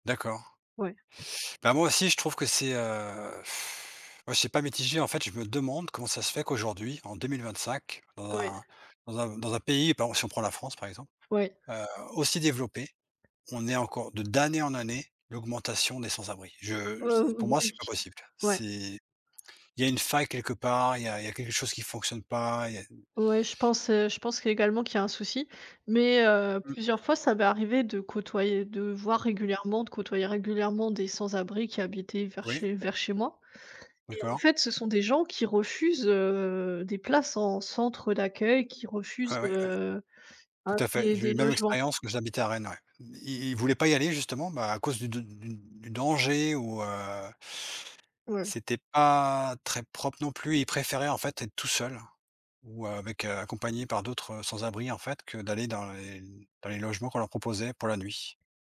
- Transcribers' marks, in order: other background noise; blowing; tapping; stressed: "d'année"
- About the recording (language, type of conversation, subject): French, unstructured, Quel est ton avis sur la manière dont les sans-abri sont traités ?